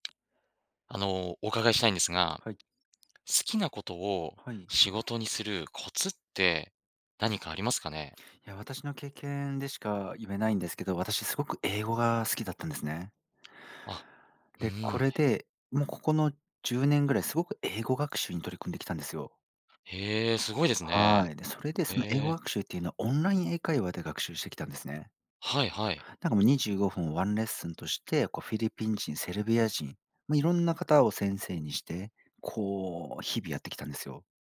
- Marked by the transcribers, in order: other noise; other background noise
- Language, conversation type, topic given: Japanese, podcast, 好きなことを仕事にするコツはありますか？